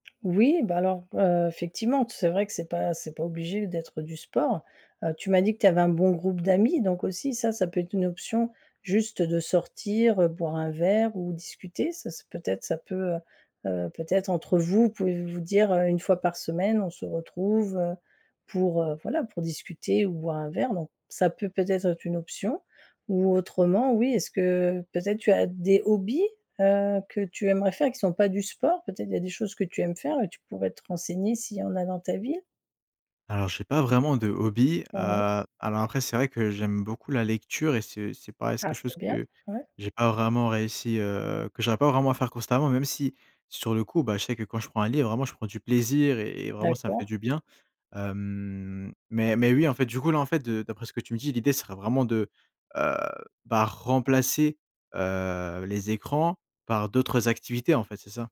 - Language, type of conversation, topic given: French, advice, Comment puis-je réussir à déconnecter des écrans en dehors du travail ?
- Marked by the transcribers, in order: "effectivement" said as "fectivement"; drawn out: "Hem"